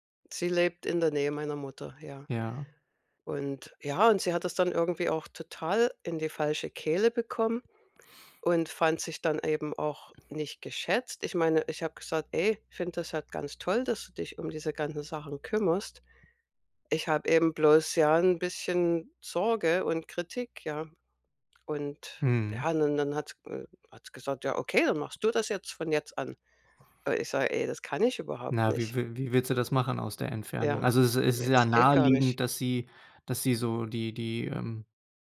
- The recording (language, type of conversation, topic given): German, advice, Wie kann ich Konflikte mit meinem Bruder oder meiner Schwester ruhig und fair lösen?
- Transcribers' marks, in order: tapping; other background noise